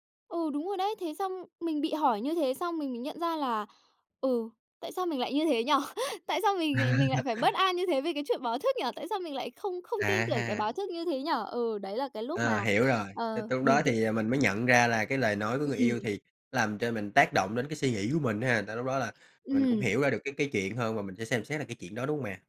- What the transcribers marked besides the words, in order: laughing while speaking: "nhỉ?"; laugh; tapping; other background noise
- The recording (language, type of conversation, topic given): Vietnamese, podcast, Bạn có thể kể về một cuộc trò chuyện đã thay đổi hướng đi của bạn không?